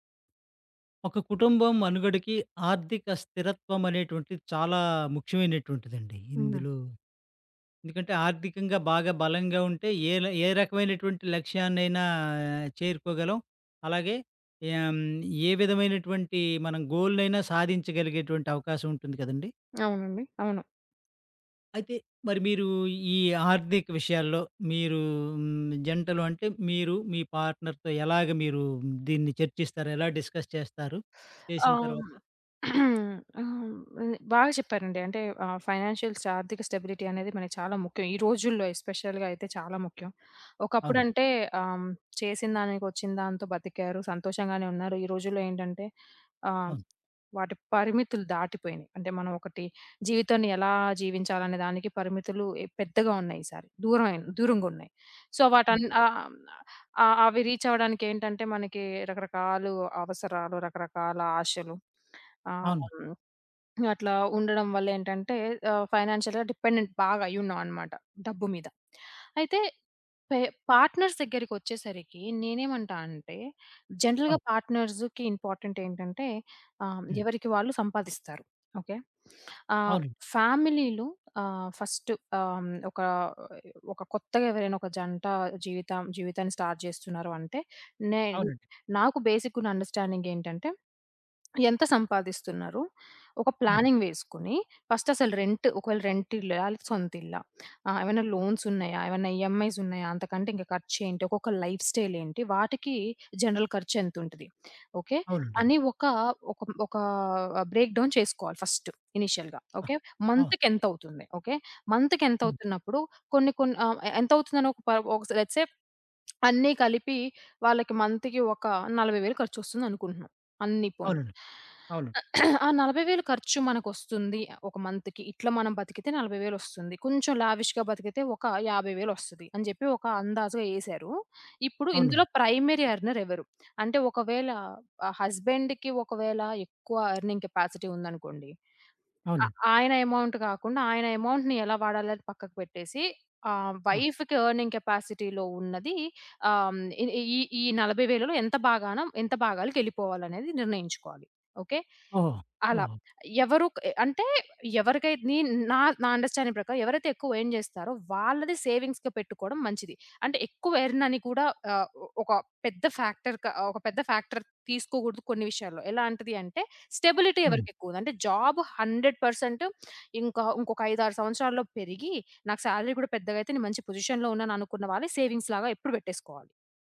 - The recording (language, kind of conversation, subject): Telugu, podcast, ఆర్థిక విషయాలు జంటలో ఎలా చర్చిస్తారు?
- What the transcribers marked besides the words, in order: in English: "గోల్‌నైనా"; tapping; in English: "పార్ట్‌నర్‌తో"; in English: "డిస్కస్"; throat clearing; other background noise; in English: "ఫైనాన్షియల్"; in English: "స్టెబిలిటీ"; in English: "ఎస్పెషల్‌గా"; in English: "సో"; in English: "రీచ్"; in English: "ఫైనాన్షియల్‌గా డిపెండెంట్"; in English: "పార్ట్‌నర్స్"; in English: "జనరల్‌గా పార్ట్‌నర్స్‌కి ఇంపార్టెంట్"; in English: "స్టార్ట్"; in English: "అండర్‌స్టాండింగ్"; in English: "ప్లానింగ్"; in English: "రెంట్"; in English: "రెంట్"; in English: "లైఫ్"; in English: "జనరల్"; in English: "బ్రేక్ డౌన్"; in English: "ఇనీషియల్‌గా"; in English: "మంత్‌కెంతవుతుంది"; in English: "మంత్‌కెంతవుతున్నప్పుడు"; in English: "లెట్స్ సే"; in English: "మంత్‌కి"; throat clearing; in English: "మంత్‌కి"; in English: "లావిష్‌గా"; in English: "ప్రైమరీ ఎర్నర్"; in English: "హస్బెండ్‌కి"; in English: "ఎర్నింగ్ కెపాసిటీ"; in English: "అమౌంట్"; in English: "అమౌంట్‌ని"; in English: "వైఫ్‌కి ఎర్నింగ్ కెపాసిటీ‌లో"; in English: "అండర్‌స్టాండింగ్"; in English: "ఎర్న్"; in English: "సేవింగ్స్‌గా"; in English: "ఎర్న్"; in English: "ఫ్యాక్టర్"; in English: "ఫ్యాక్టర్"; in English: "స్టెబిలిటీ"; in English: "హండ్రెడ్"; in English: "సాలరీ"; in English: "పొజిషన్‌లో"; in English: "సేవింగ్స్"